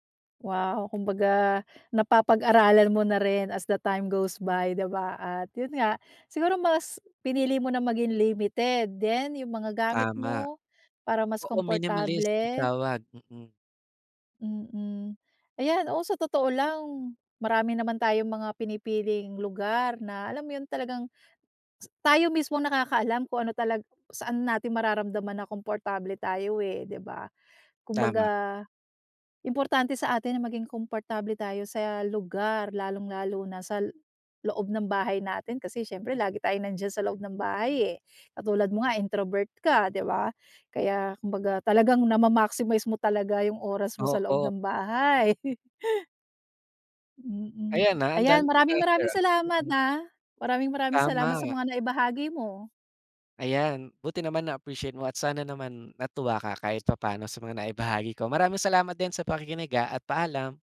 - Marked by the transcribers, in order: other background noise; in English: "as the time goes by"; chuckle; tapping
- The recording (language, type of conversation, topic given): Filipino, podcast, Saan sa bahay mo pinakakomportable, at bakit?